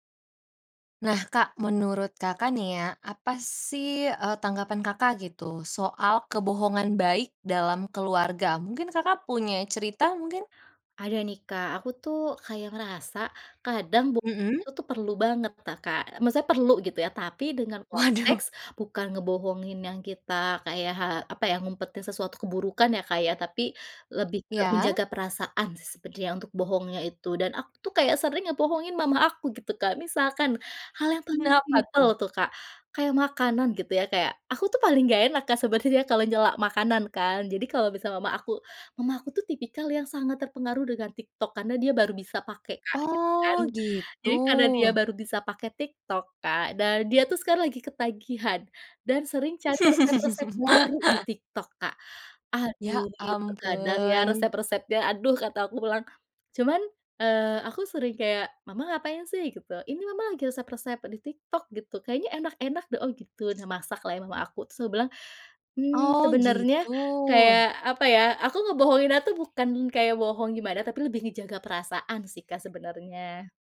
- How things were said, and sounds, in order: other background noise; chuckle
- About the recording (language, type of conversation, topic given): Indonesian, podcast, Apa pendapatmu tentang kebohongan demi kebaikan dalam keluarga?